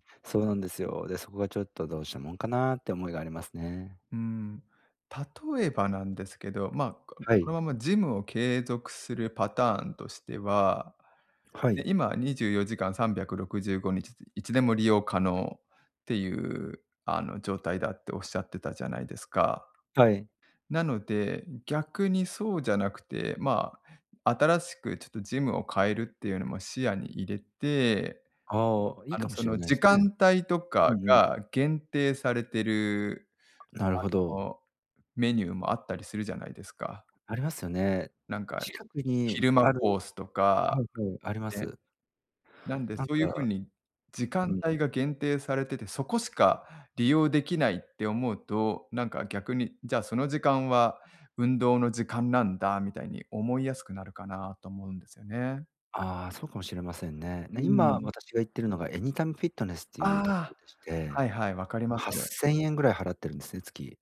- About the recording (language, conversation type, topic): Japanese, advice, 運動習慣が長続きしないのはなぜですか？
- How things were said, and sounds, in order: other noise; other background noise